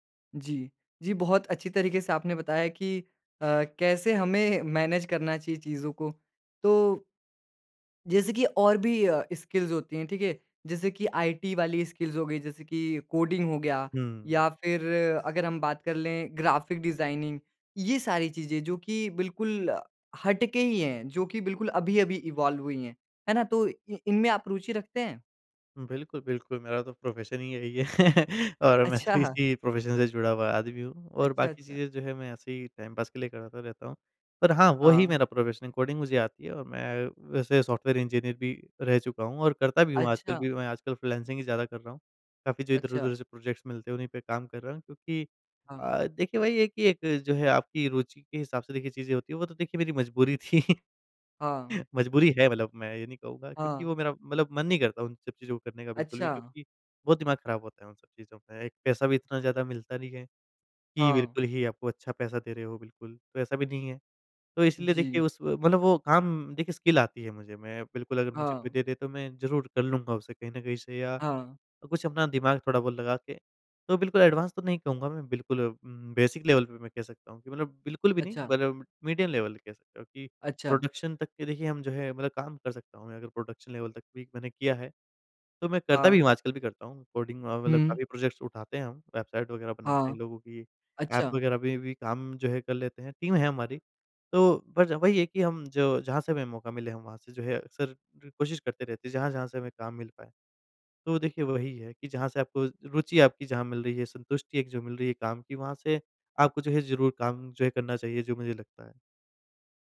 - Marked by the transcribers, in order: in English: "मैनेज"; in English: "स्किल्स"; in English: "आईटी"; in English: "स्किल्स"; other background noise; in English: "ग्राफिक डिजाइनिंग"; in English: "इवॉल्व"; in English: "प्रोफ़ेशन"; laughing while speaking: "है"; laughing while speaking: "अच्छा"; in English: "प्रोफ़ेशन"; in English: "टाइम पास"; in English: "प्रोफ़ेशन"; in English: "सॉफ्टवेयर इंजीनियर"; in English: "फ्रीलांसिंग"; in English: "प्रोजेक्ट्स"; laughing while speaking: "थी"; in English: "स्किल"; in English: "एडवांस"; in English: "बेसिक लेवल"; in English: "मीडियम लेवल"; in English: "प्रोडक्शन"; in English: "प्रोडक्शन लेवल"; in English: "प्रोजेक्ट्स"; in English: "टीम"
- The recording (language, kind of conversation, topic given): Hindi, podcast, आप कोई नया कौशल सीखना कैसे शुरू करते हैं?